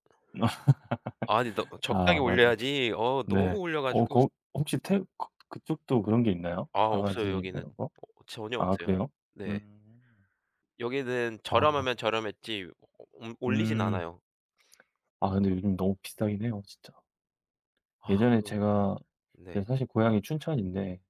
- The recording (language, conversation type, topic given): Korean, unstructured, 가장 좋아하는 지역 축제나 행사가 있나요?
- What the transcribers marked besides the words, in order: laugh; lip smack; other background noise